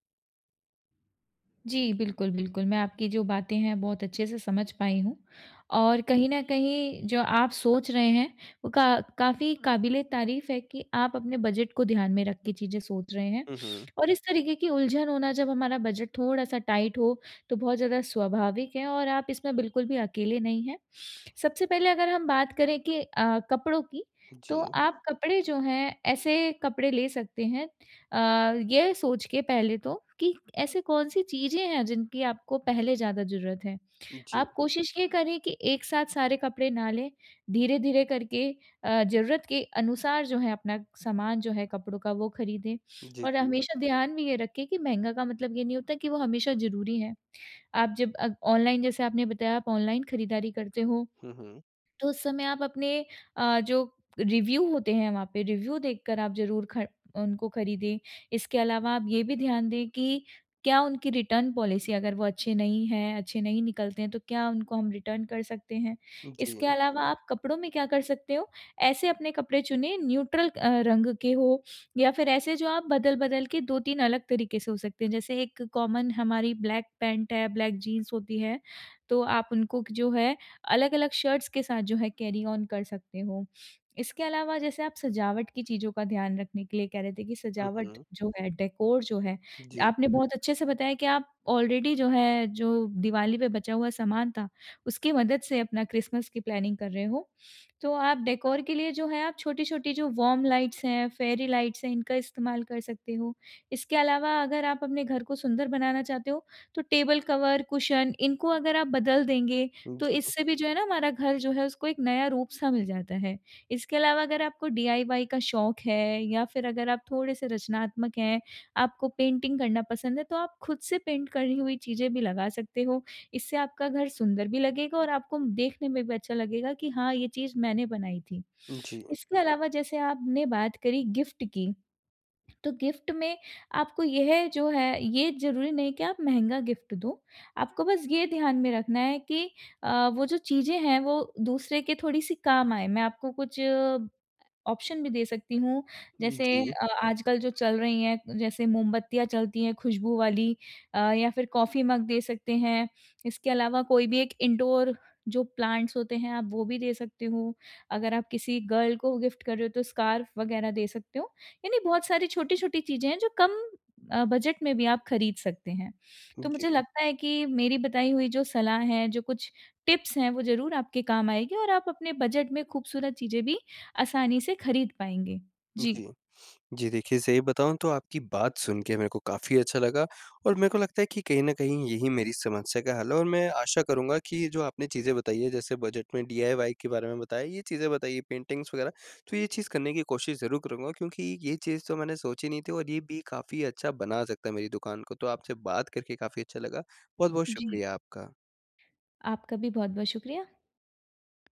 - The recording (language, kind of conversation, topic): Hindi, advice, कम बजट में खूबसूरत कपड़े, उपहार और घर की सजावट की चीजें कैसे ढूंढ़ूँ?
- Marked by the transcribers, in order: in English: "टाइट"; horn; in English: "रिव्यू"; in English: "रिव्यू"; in English: "रिटर्न पॉलिसी"; in English: "रिटर्न"; in English: "न्यूट्रल"; in English: "कॉमन"; in English: "ब्लैक"; in English: "ब्लैक"; in English: "शर्ट्स"; in English: "कैरी ओन"; in English: "डेकोर"; in English: "आलरेडी"; in English: "प्लानिंग"; in English: "डेकोर"; in English: "वार्म लाइट्स"; in English: "फेयरी लाइट्स"; in English: "टेबल कवर, कुशन"; other background noise; in English: "डीआईवाई"; in English: "पेंटिंग"; in English: "पेंट"; in English: "गिफ़्ट"; in English: "गिफ़्ट"; in English: "गिफ़्ट"; in English: "ऑप्शन"; in English: "इंडोर"; in English: "प्लांट्स"; in English: "गर्ल"; in English: "गिफ़्ट"; in English: "स्कार्फ़"; in English: "टिप्स"; in English: "डीआईवाई"; in English: "पेंटिंग्स"